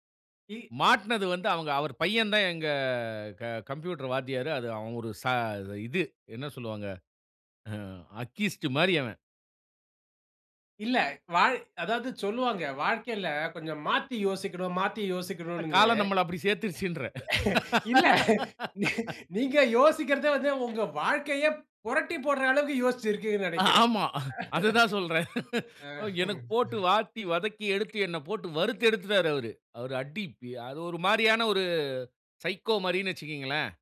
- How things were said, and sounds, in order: in English: "அக்கீஸ்ட்டு"; tapping; chuckle; laughing while speaking: "இல்ல. நீங்க யோசிக்கிறதே வந்து, உங்க வாழ்க்கையே, பொரட்டிப்போட்டுற அளவுக்கு, யோச்சு இருக்கீங்கன்னு நெனைக்கிறேன்"; laugh; chuckle; laugh; chuckle
- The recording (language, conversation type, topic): Tamil, podcast, உங்கள் வாழ்க்கையில் காலம் சேர்ந்தது என்று உணர்ந்த தருணம் எது?